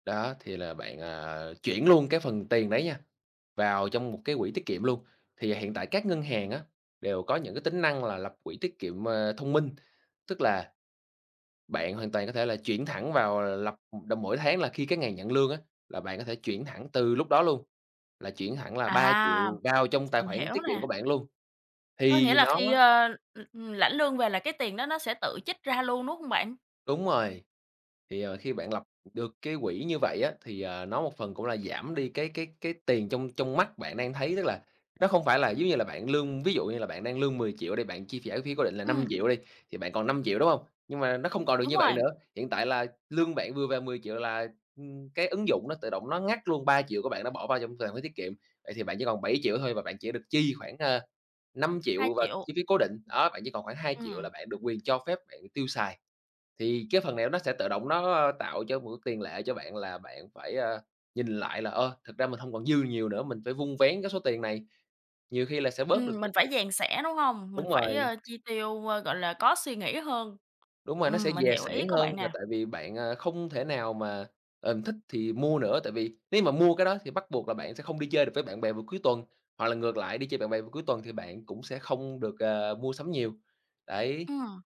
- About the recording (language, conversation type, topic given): Vietnamese, advice, Làm sao để kiểm soát thói quen mua sắm bốc đồng để không tiêu hết tiền lương?
- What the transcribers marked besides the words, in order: tapping; other background noise; unintelligible speech; "dè sẻn" said as "dèn sẻ"